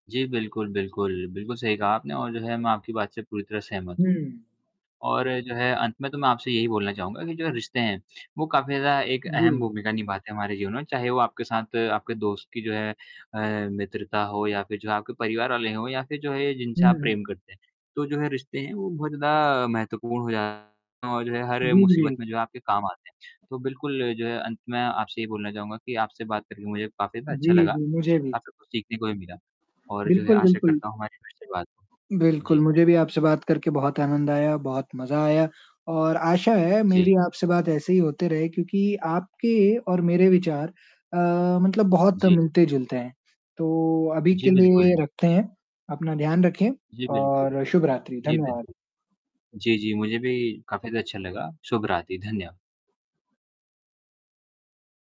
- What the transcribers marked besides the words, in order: mechanical hum; distorted speech; static; unintelligible speech
- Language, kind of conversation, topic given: Hindi, unstructured, कैसे पता चले कि कोई रिश्ता सही है या नहीं?